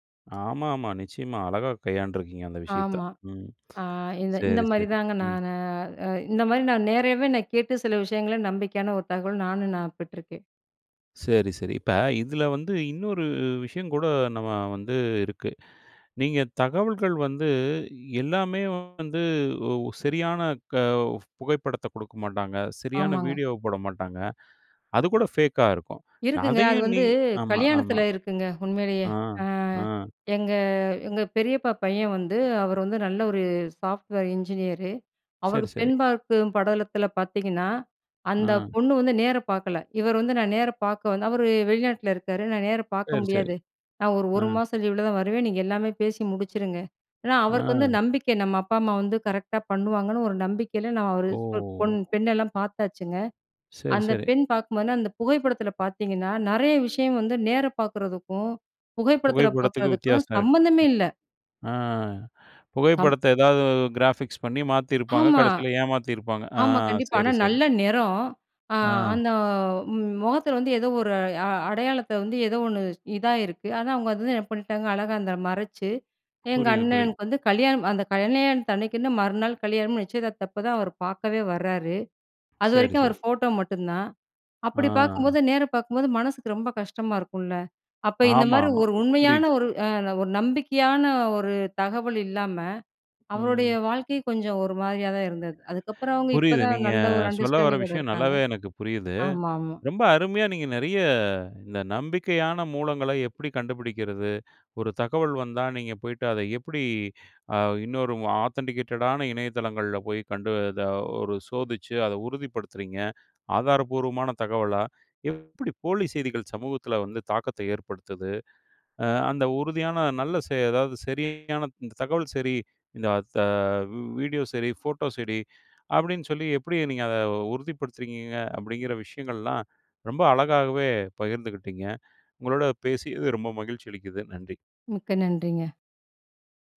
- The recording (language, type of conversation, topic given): Tamil, podcast, நம்பிக்கையான தகவல் மூலங்களை எப்படி கண்டுபிடிக்கிறீர்கள்?
- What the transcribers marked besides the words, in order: tapping; other background noise; in English: "ஃபேக்காக"; in English: "கிராஃபிக்ஸ்"; in English: "அண்டர்ஸ்டாண்டிங்கோட"; in English: "ஆதென்டிகேட்டடான"